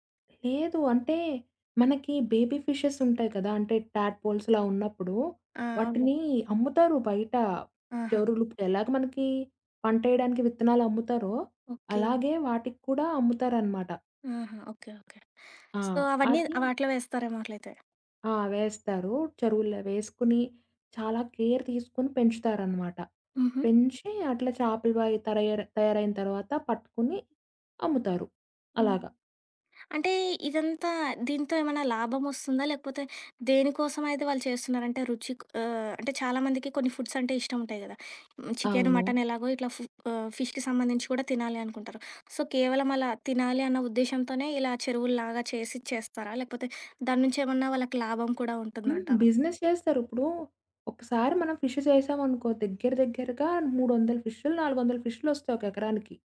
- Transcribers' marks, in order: other background noise; in English: "బేబీ"; in English: "టాప్‌పోల్స్‌లా"; in English: "సో"; in English: "కేర్"; in English: "చికెన్, మటన్"; in English: "ఫిష్‌కి"; in English: "సో"; tapping; in English: "బిజినెస్"; in English: "ఫిషెస్"
- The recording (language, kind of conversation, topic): Telugu, podcast, మత్స్య ఉత్పత్తులను సుస్థిరంగా ఎంపిక చేయడానికి ఏమైనా సూచనలు ఉన్నాయా?